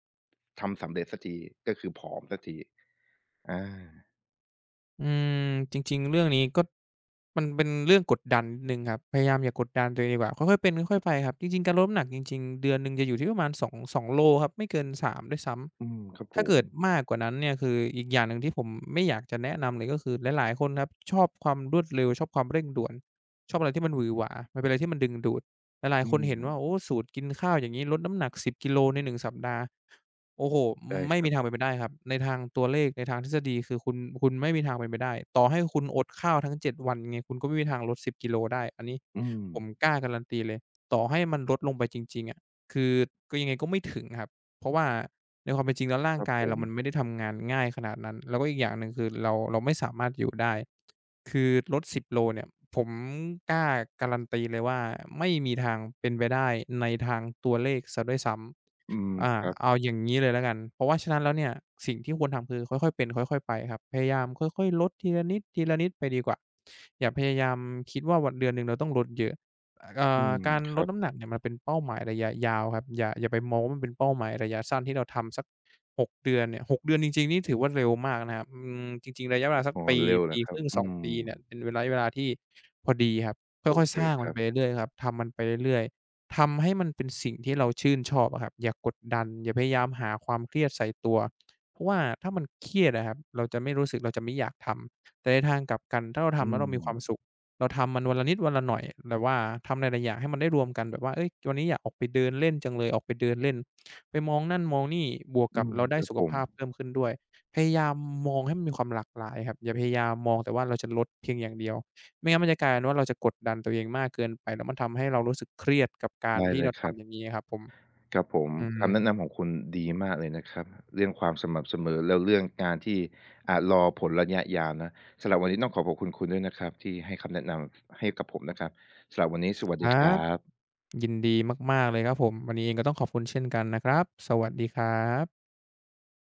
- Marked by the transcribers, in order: other background noise; drawn out: "อา"; "คือ" said as "กือ"; other noise; tapping
- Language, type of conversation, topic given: Thai, advice, คุณอยากกลับมาออกกำลังกายอีกครั้งหลังหยุดไปสองสามสัปดาห์ได้อย่างไร?